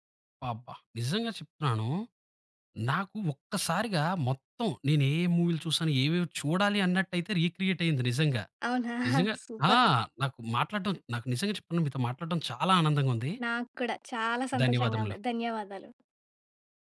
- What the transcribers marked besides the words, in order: in English: "రీక్రియేట్"; chuckle; in English: "సూపర్"
- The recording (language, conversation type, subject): Telugu, podcast, మధ్యలో వదిలేసి తర్వాత మళ్లీ పట్టుకున్న అభిరుచి గురించి చెప్పగలరా?